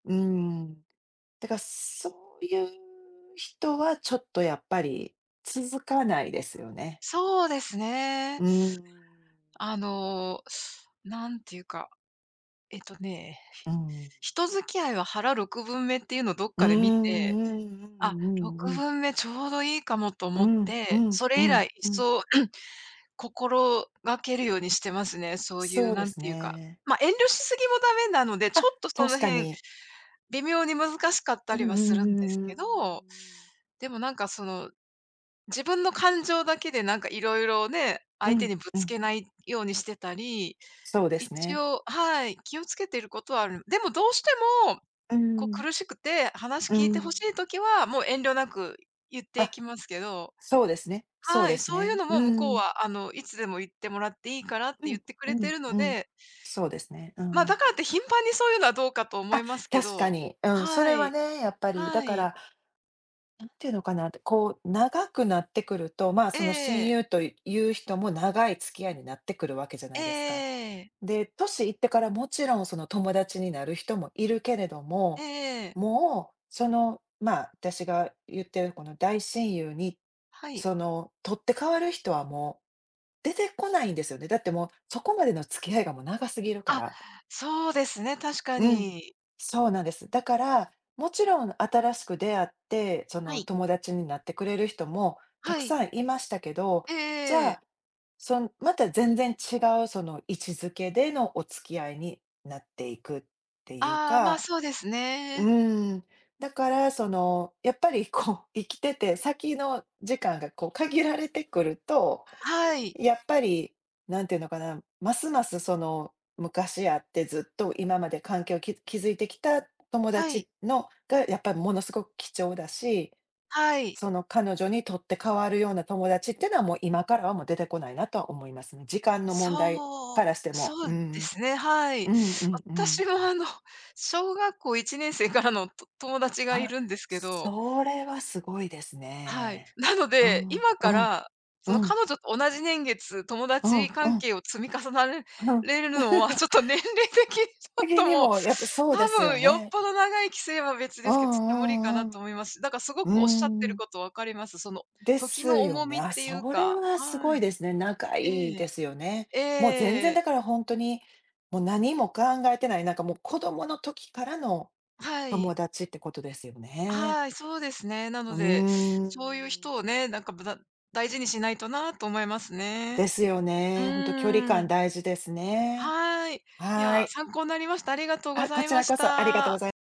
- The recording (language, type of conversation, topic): Japanese, unstructured, 親友との適切な距離感はどのように調整していますか？
- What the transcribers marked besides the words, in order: tapping; throat clearing; chuckle; laughing while speaking: "いちねんせい からの"; other background noise; laugh; laughing while speaking: "ちょっと年齢的にちょっと"